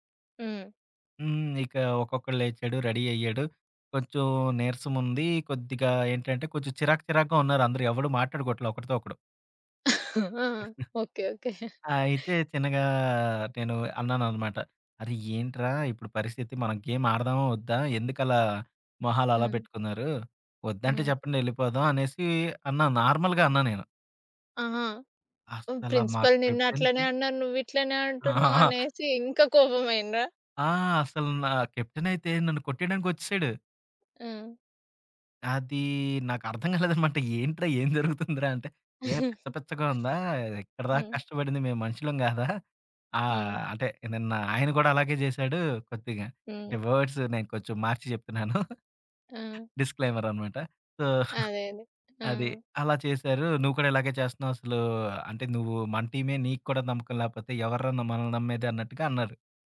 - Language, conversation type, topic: Telugu, podcast, మీరు మీ టీమ్‌లో విశ్వాసాన్ని ఎలా పెంచుతారు?
- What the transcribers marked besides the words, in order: in English: "రెడీ"; tapping; cough; laughing while speaking: "ఓకే. ఓకే"; chuckle; in English: "నార్మల్‌గా"; other background noise; in English: "ప్రిన్సిపల్"; in English: "కెప్టెన్‌కి"; giggle; in English: "కెప్టెన్"; laughing while speaking: "కాలేదనమాట. ఏంట్రా? ఏం జరుగుతుందిరా?"; chuckle; giggle; in English: "వర్డ్స్"; giggle; in English: "డిస్‌క్లయిమర్"; in English: "సో"; giggle